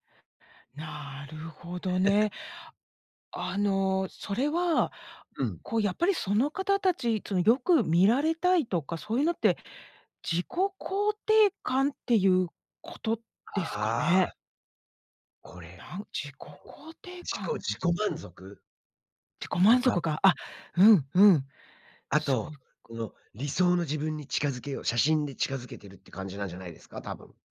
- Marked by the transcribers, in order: giggle; unintelligible speech
- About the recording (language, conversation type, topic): Japanese, podcast, 写真加工やフィルターは私たちのアイデンティティにどのような影響を与えるのでしょうか？